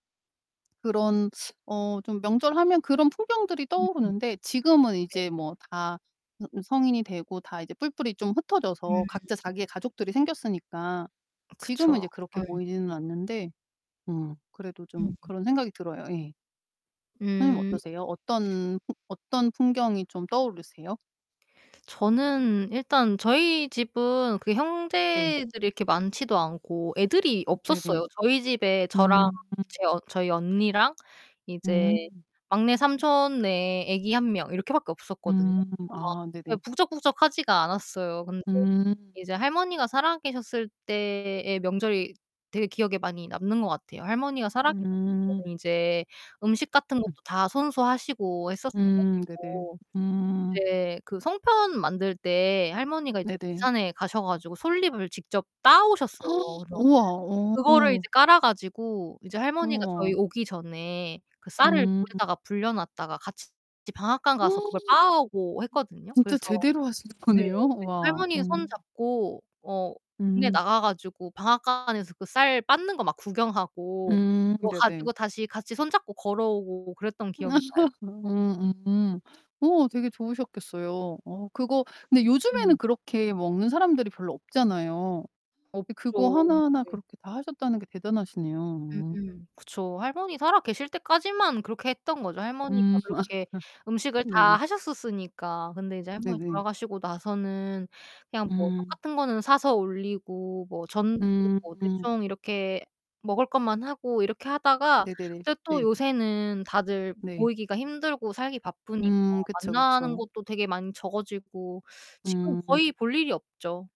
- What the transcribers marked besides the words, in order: other background noise; distorted speech; tapping; gasp; background speech; gasp; laughing while speaking: "거네요"; laugh; static; laugh
- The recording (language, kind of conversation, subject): Korean, unstructured, 한국 명절 때 가장 기억에 남는 풍습은 무엇인가요?